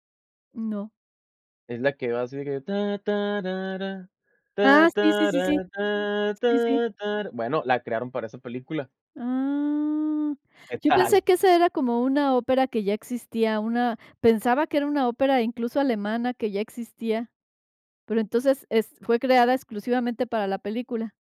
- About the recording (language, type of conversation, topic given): Spanish, podcast, ¿Cuál es una película que te marcó y qué la hace especial?
- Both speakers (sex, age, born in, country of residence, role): female, 60-64, Mexico, Mexico, host; male, 25-29, Mexico, Mexico, guest
- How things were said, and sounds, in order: humming a tune; tapping